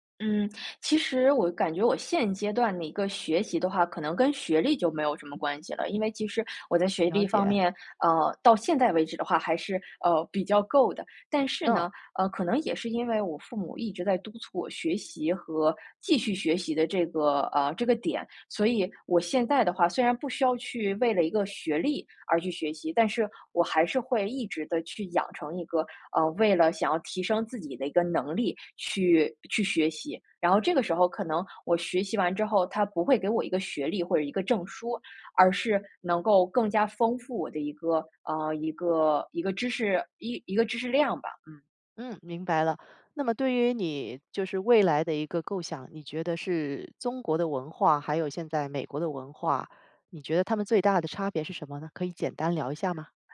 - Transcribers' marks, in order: none
- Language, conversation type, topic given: Chinese, podcast, 你家里人对你的学历期望有多高？